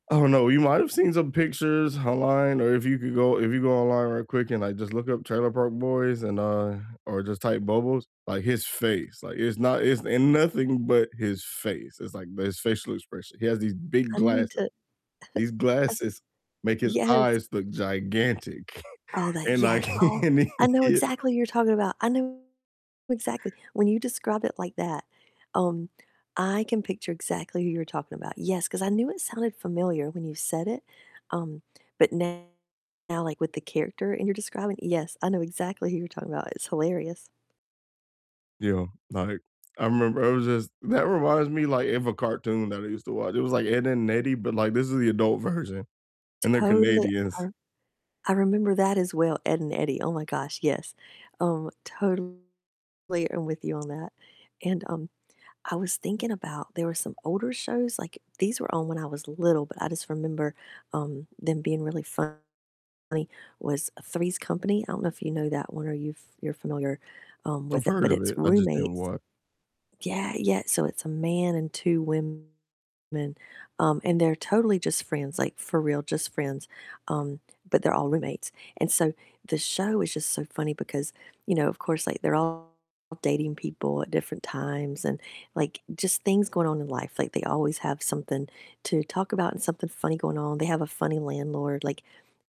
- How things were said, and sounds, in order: chuckle; chuckle; laugh; laughing while speaking: "and he"; distorted speech; tapping; other background noise
- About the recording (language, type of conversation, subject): English, unstructured, Which on-screen friendships have felt most real to you, and what made them work or fall short?
- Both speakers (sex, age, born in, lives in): female, 50-54, United States, United States; male, 30-34, United States, United States